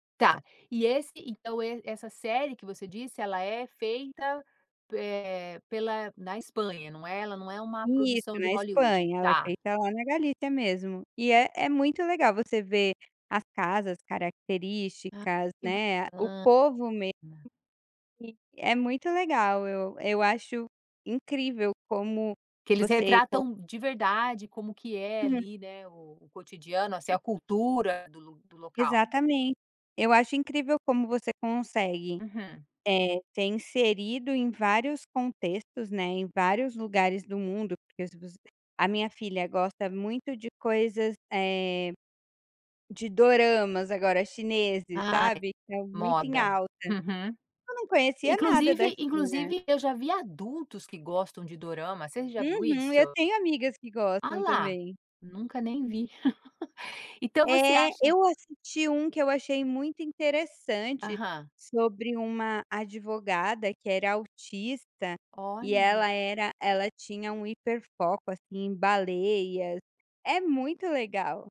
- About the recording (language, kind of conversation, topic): Portuguese, podcast, Como o streaming mudou, na prática, a forma como assistimos a filmes?
- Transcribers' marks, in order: other background noise; tapping; chuckle